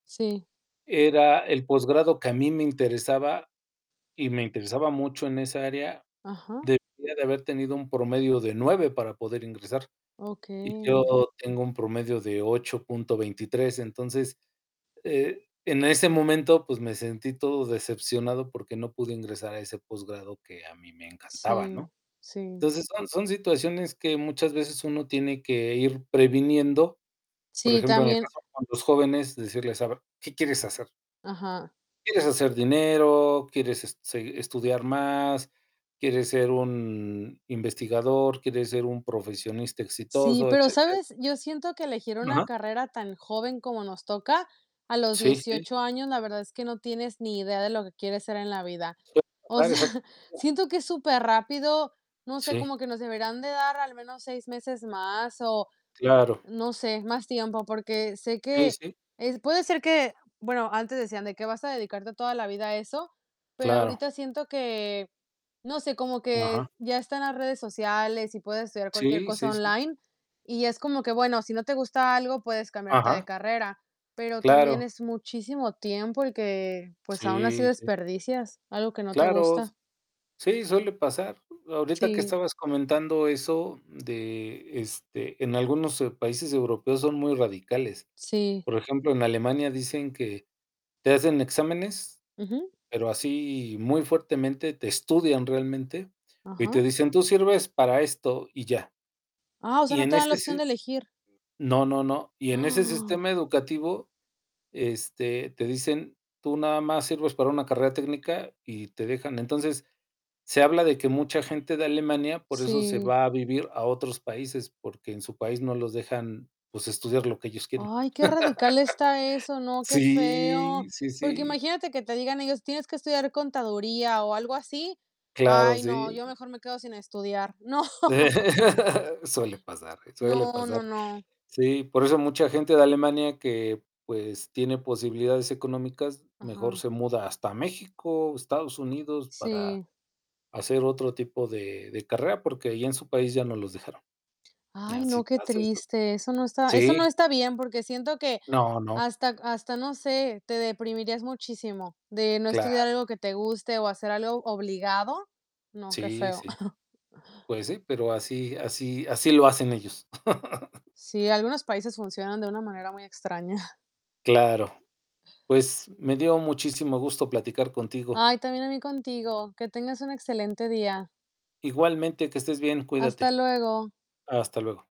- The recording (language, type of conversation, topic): Spanish, unstructured, ¿Por qué existe tanta presión por sacar buenas calificaciones?
- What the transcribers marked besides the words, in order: distorted speech; static; laughing while speaking: "O sea"; laugh; drawn out: "Sí"; laugh; laughing while speaking: "No"; laugh; chuckle; laugh; chuckle